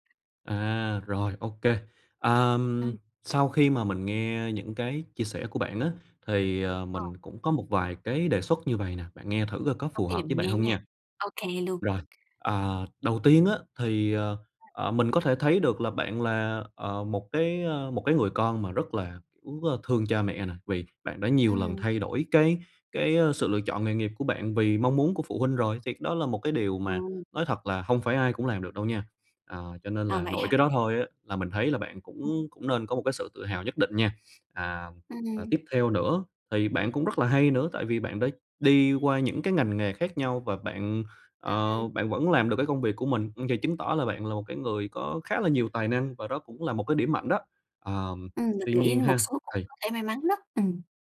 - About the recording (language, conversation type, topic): Vietnamese, advice, Tại sao tôi đã đạt được thành công nhưng vẫn cảm thấy trống rỗng và mất phương hướng?
- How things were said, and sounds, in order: other background noise; tapping; unintelligible speech; unintelligible speech; alarm